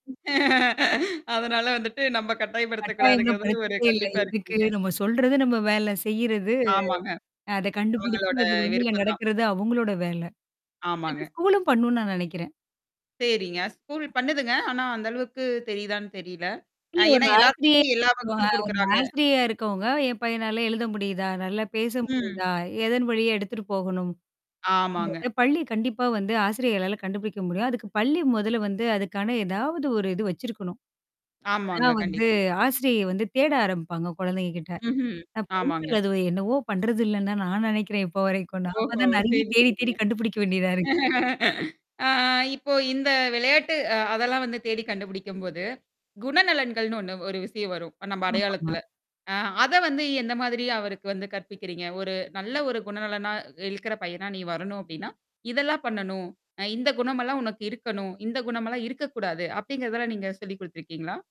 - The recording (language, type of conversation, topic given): Tamil, podcast, குழந்தைகளுக்கு சுய அடையாள உணர்வை வளர்க்க நீங்கள் என்ன செய்கிறீர்கள்?
- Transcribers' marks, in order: tapping; laughing while speaking: "அதனால வந்துட்டு நம்ம்ப கட்டாயப்படுத்தக்கூடாதுங்கறதுல ஒரு கண்டிப்பா இருக்கீங்க"; distorted speech; chuckle; mechanical hum